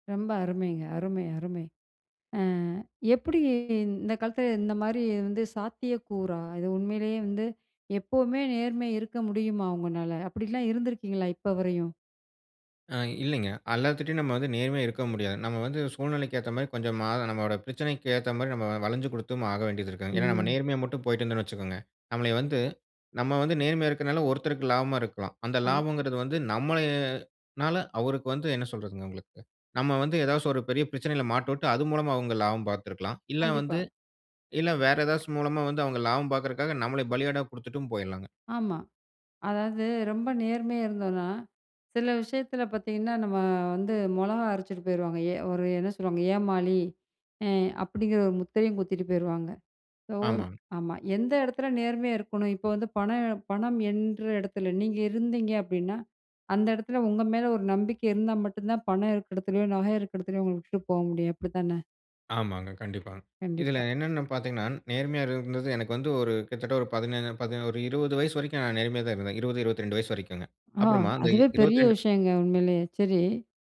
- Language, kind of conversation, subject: Tamil, podcast, நேர்மை நம்பிக்கைக்கு எவ்வளவு முக்கியம்?
- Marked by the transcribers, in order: other background noise